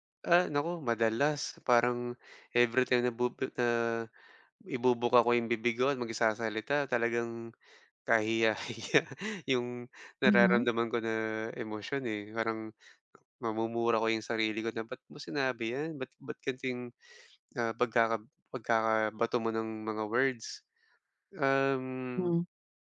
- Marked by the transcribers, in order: laughing while speaking: "kahiya-hiya"
- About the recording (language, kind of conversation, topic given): Filipino, advice, Paano ko mapapanatili ang kumpiyansa sa sarili kahit hinuhusgahan ako ng iba?